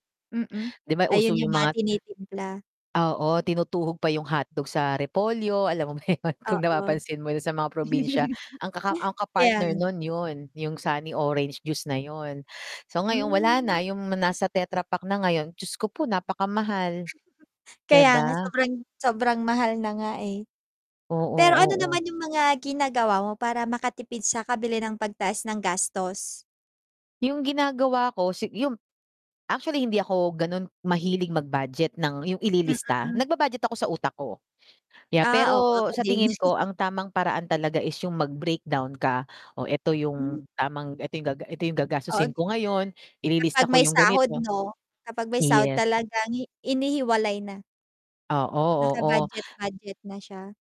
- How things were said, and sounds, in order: other background noise; static; chuckle; mechanical hum; laugh; chuckle; chuckle
- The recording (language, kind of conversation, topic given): Filipino, unstructured, Ano ang masasabi mo tungkol sa patuloy na pagtaas ng presyo ng mga bilihin?